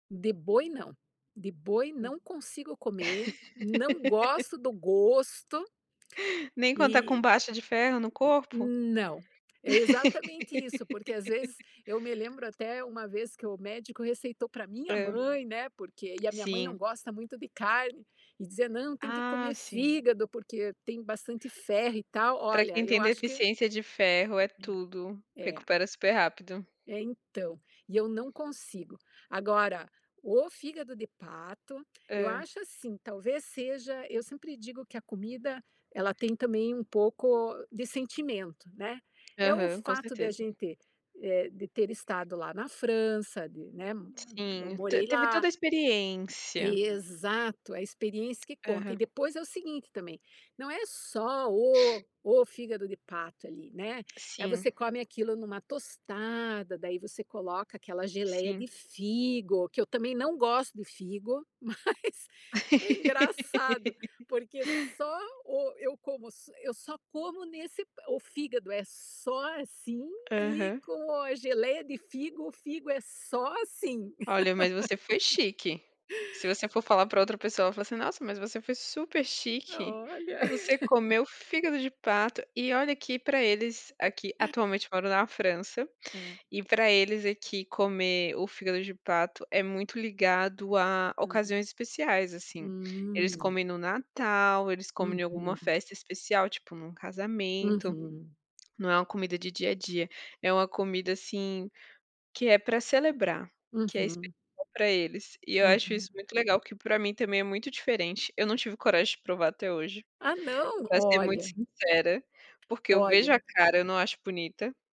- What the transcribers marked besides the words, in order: laugh; laugh; tapping; sniff; laugh; laugh; laughing while speaking: "mas"; laugh; chuckle; drawn out: "Hum"
- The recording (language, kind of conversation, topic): Portuguese, unstructured, Você já experimentou alguma comida exótica? Como foi?